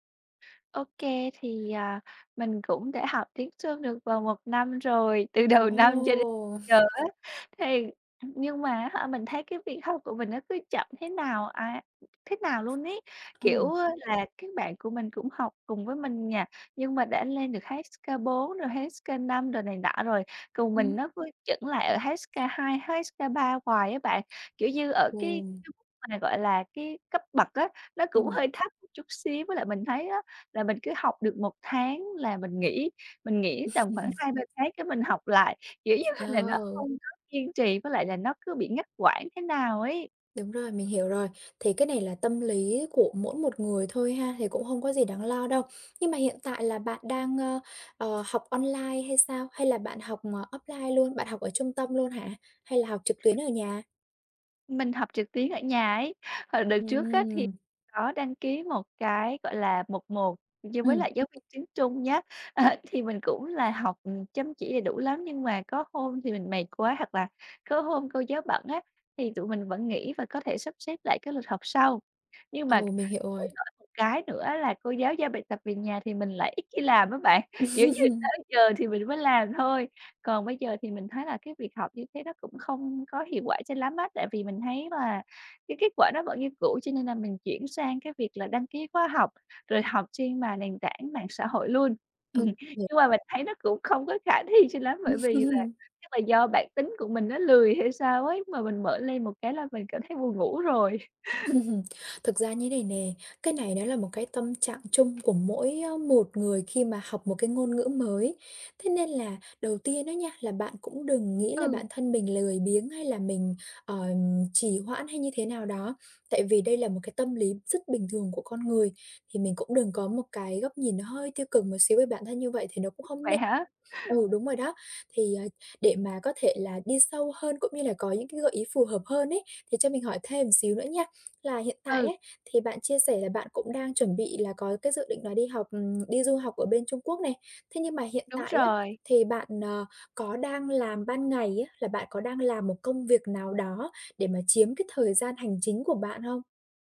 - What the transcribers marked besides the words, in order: laughing while speaking: "từ đầu năm"; other background noise; tapping; unintelligible speech; unintelligible speech; chuckle; laughing while speaking: "như là là"; laughing while speaking: "Kiểu như"; laugh; chuckle; unintelligible speech; laugh; chuckle
- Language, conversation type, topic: Vietnamese, advice, Làm sao để kiên trì hoàn thành công việc dù đã mất hứng?